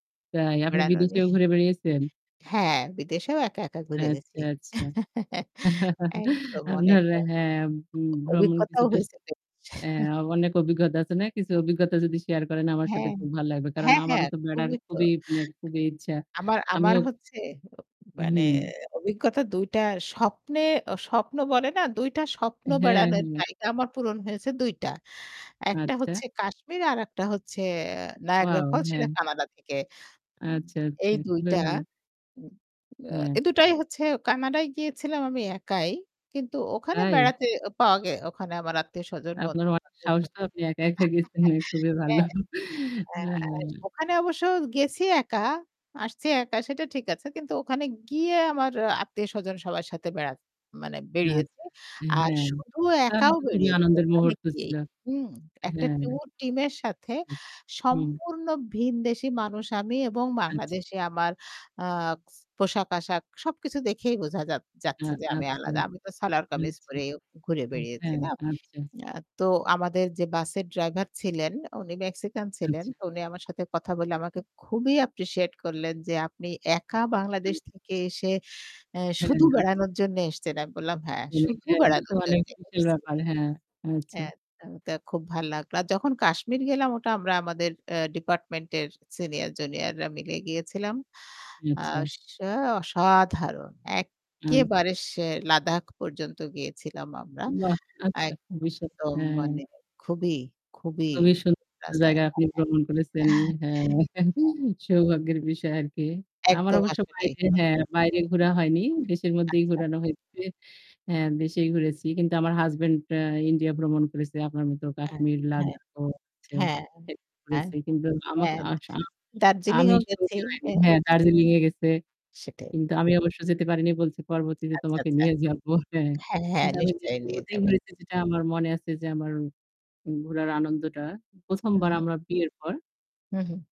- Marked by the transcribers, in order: static; laughing while speaking: "নিয়ে"; chuckle; tapping; distorted speech; chuckle; other noise; other background noise; unintelligible speech; chuckle; laughing while speaking: "একা, একা, গেছেন"; chuckle; unintelligible speech; lip smack; unintelligible speech; unintelligible speech; unintelligible speech; stressed: "একেবারে"; unintelligible speech; chuckle; unintelligible speech; chuckle; unintelligible speech; chuckle
- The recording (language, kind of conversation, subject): Bengali, unstructured, কোন ধরনের ভ্রমণে আপনি সবচেয়ে বেশি আনন্দ পান?